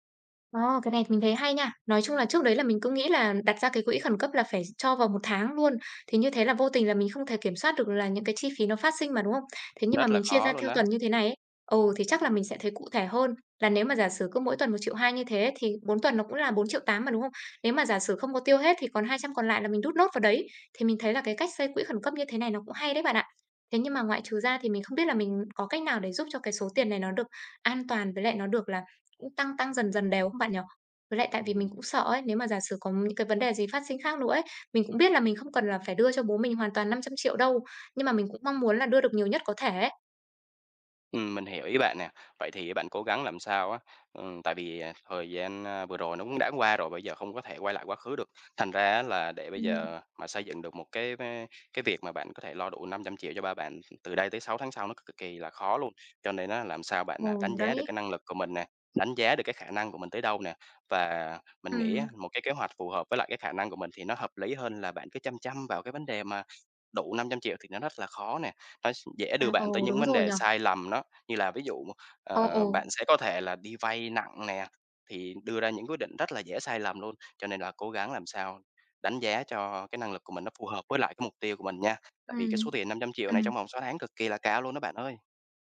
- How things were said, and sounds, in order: tapping; other background noise
- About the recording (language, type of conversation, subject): Vietnamese, advice, Làm sao để lập quỹ khẩn cấp khi hiện tại tôi chưa có và đang lo về các khoản chi phí bất ngờ?